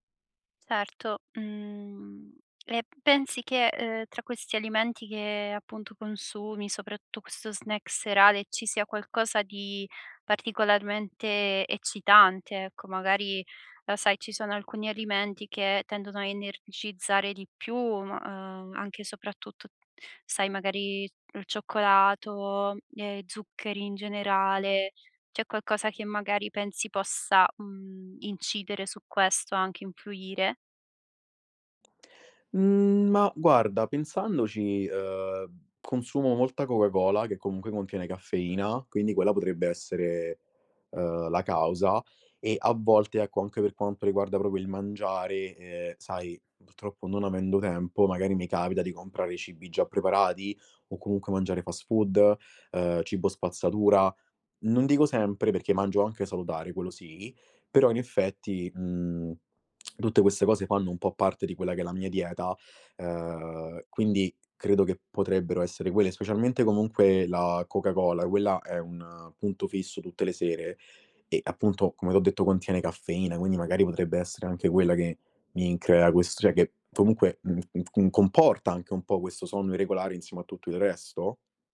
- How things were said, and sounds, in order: "purtroppo" said as "putroppo"; tapping
- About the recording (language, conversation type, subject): Italian, advice, Perché il mio sonno rimane irregolare nonostante segua una routine serale?